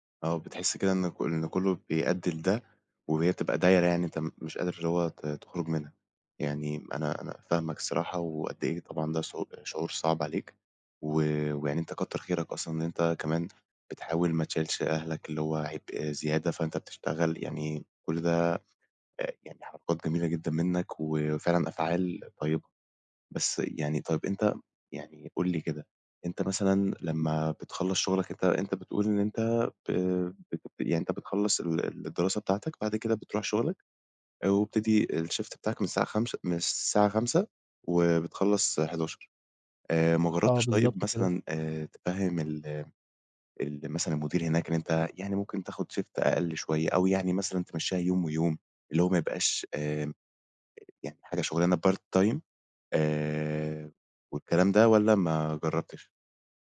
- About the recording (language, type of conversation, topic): Arabic, advice, إيه اللي بيخليك تحس بإرهاق من كتر المواعيد ومفيش وقت تريح فيه؟
- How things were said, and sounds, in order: in English: "الshift"; in English: "shift"; in English: "part time"